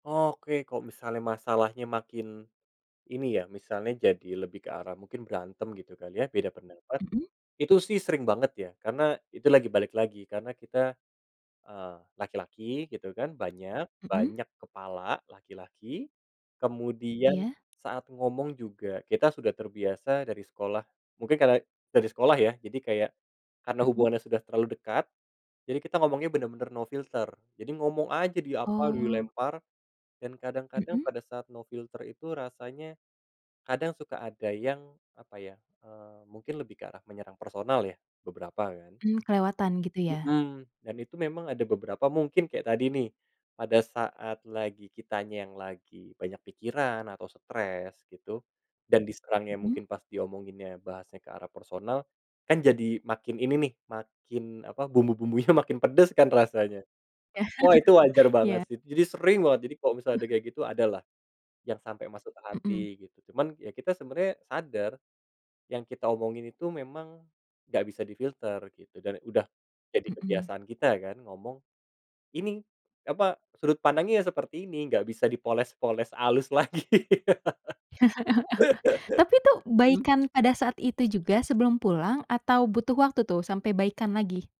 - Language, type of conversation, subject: Indonesian, podcast, Bagaimana peran teman atau keluarga saat kamu sedang stres?
- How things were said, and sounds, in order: tapping; in English: "no filter"; in English: "no filter"; laugh; other background noise; chuckle; laugh